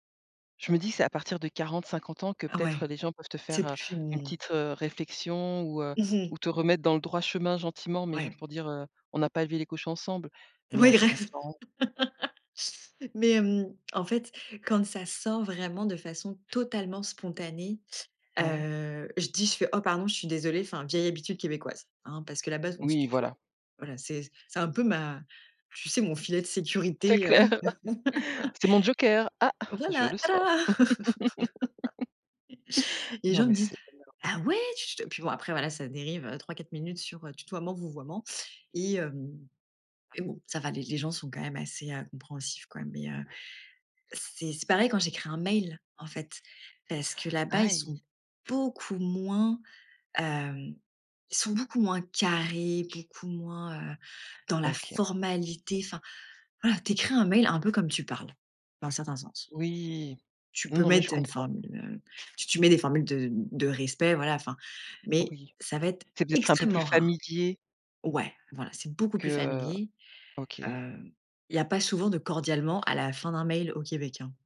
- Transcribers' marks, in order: laugh; laughing while speaking: "C'est clair"; laugh; put-on voice: "Ah ! Je le sors"; put-on voice: "ah ouais, tu tu"; laugh; stressed: "beaucoup"; stressed: "formalité"; stressed: "extrêmement"
- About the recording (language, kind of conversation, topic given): French, podcast, Comment ajustez-vous votre ton en fonction de votre interlocuteur ?